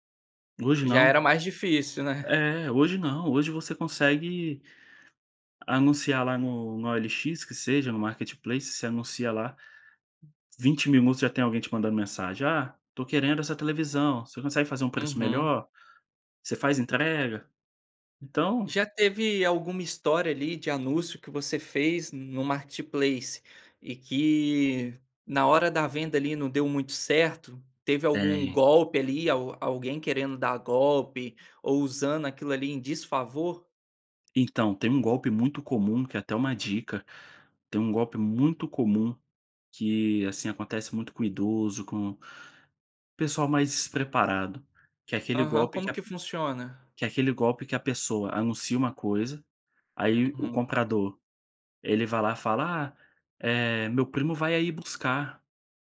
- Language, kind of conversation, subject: Portuguese, podcast, Como a tecnologia mudou o seu dia a dia?
- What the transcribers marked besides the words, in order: none